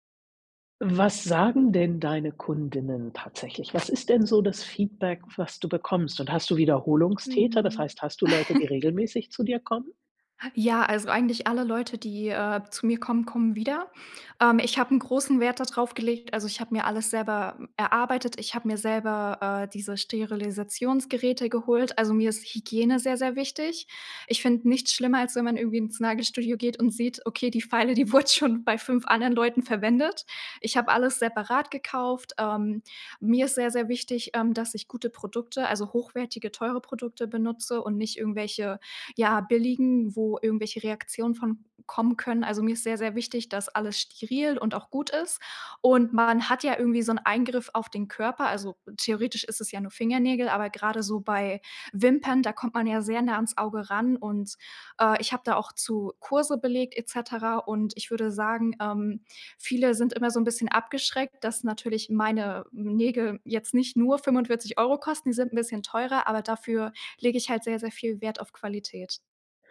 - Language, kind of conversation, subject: German, advice, Wie blockiert der Vergleich mit anderen deine kreative Arbeit?
- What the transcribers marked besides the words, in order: chuckle; laughing while speaking: "wurde"